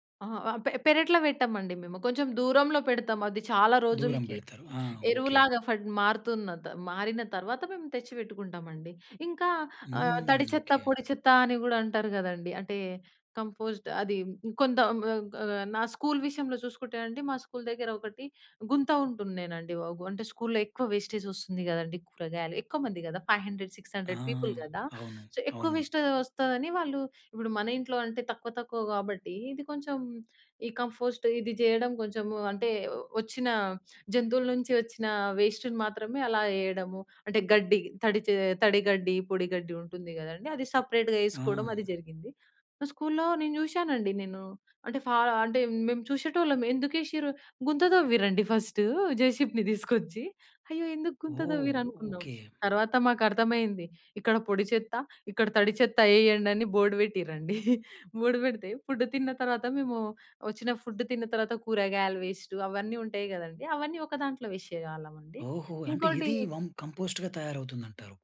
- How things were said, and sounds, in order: "పడి" said as "ఫడి"; tongue click; in English: "కంపోస్ట్"; in English: "స్కూల్"; in English: "స్కూల్"; in English: "స్కూల్‌లో"; in English: "వేస్టేజ్"; in English: "ఫైవ్ హండ్రెడ్, సిక్స్ హండ్రెడ్ పీపుల్"; in English: "సో"; in English: "వేస్ట్‌జ్"; in English: "కంపోస్ట్"; in English: "వేస్ట్‌ని"; in English: "సెపరేట్‌గా"; in English: "స్కూల్‌లో"; in English: "ఫస్ట్, జేసిబిని"; chuckle; in English: "బోర్డ్"; chuckle; in English: "బోర్డ్"; in English: "ఫుడ్"; in English: "ఫుడ్"; in English: "వేస్ట్"; in English: "కం కంపోస్ట్‌గా"
- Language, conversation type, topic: Telugu, podcast, ఇంట్లో కంపోస్ట్ చేయడం ఎలా మొదలు పెట్టాలి?